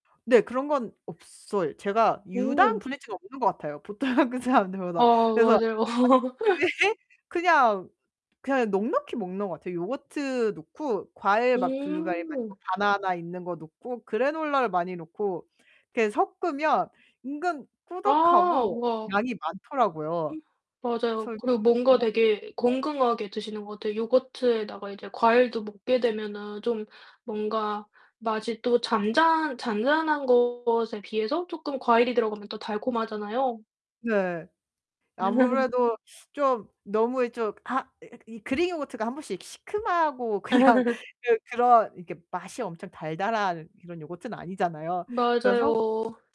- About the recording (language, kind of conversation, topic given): Korean, podcast, 평일 아침에는 보통 어떤 루틴으로 하루를 시작하시나요?
- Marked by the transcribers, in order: distorted speech; laughing while speaking: "보통 한국 사람들보다"; laugh; unintelligible speech; other background noise; unintelligible speech; laugh; laughing while speaking: "그냥"; laugh